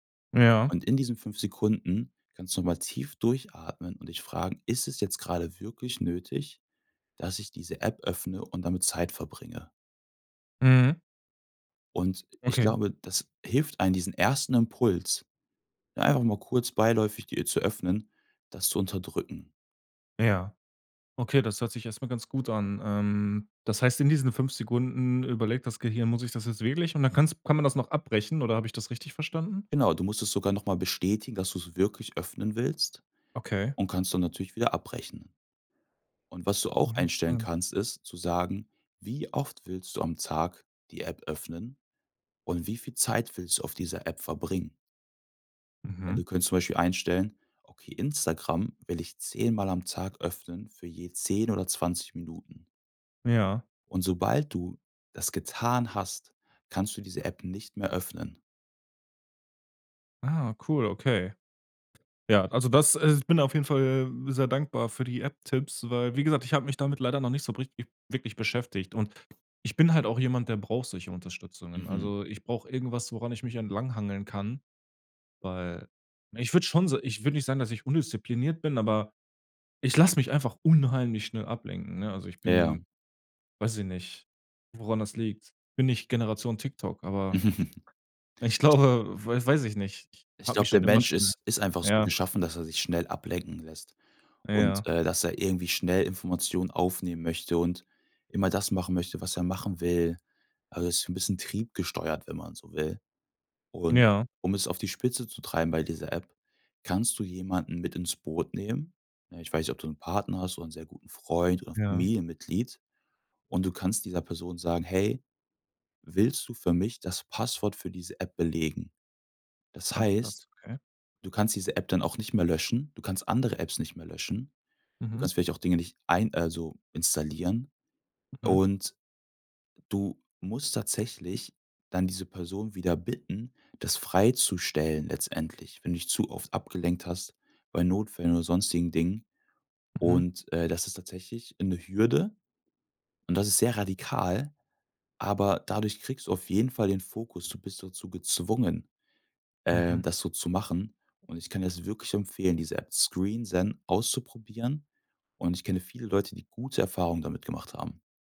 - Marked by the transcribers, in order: other background noise; stressed: "unheimlich"; chuckle; stressed: "gezwungen"
- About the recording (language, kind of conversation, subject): German, advice, Wie kann ich verhindern, dass ich durch Nachrichten und Unterbrechungen ständig den Fokus verliere?